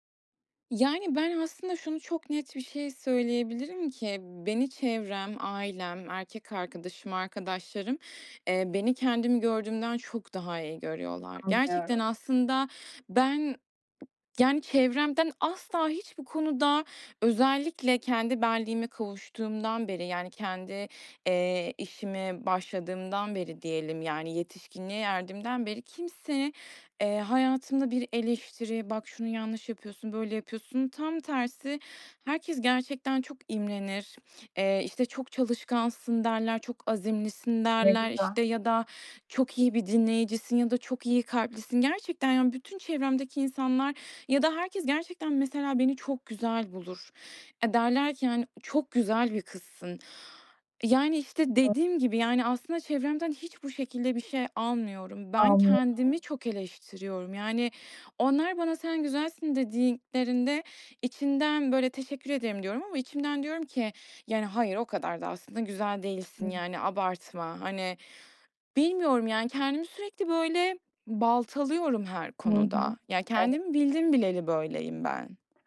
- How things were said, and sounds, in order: tapping; unintelligible speech; other background noise
- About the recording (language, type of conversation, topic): Turkish, advice, Kendime sürekli sert ve yıkıcı şeyler söylemeyi nasıl durdurabilirim?